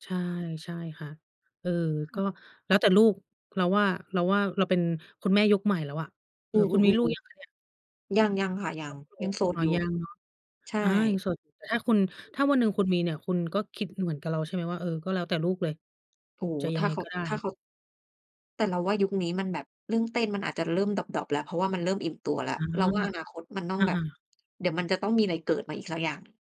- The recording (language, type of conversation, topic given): Thai, unstructured, ถ้าคนรอบข้างไม่สนับสนุนความฝันของคุณ คุณจะทำอย่างไร?
- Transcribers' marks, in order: unintelligible speech; other background noise